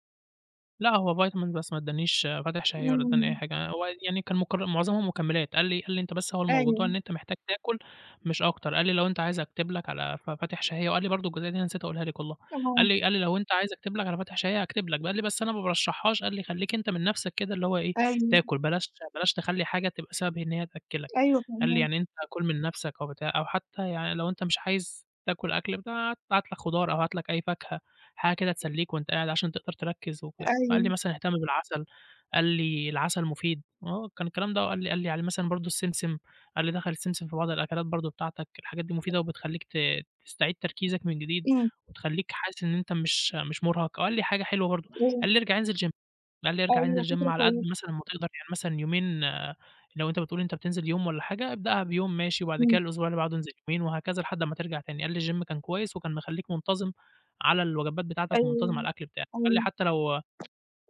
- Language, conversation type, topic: Arabic, advice, إزاي أظبّط مواعيد أكلي بدل ما تبقى ملخبطة وبتخلّيني حاسس/ة بإرهاق؟
- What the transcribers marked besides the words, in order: in English: "vitamin"; tapping; in English: "gym"; in English: "gym"; in English: "الgym"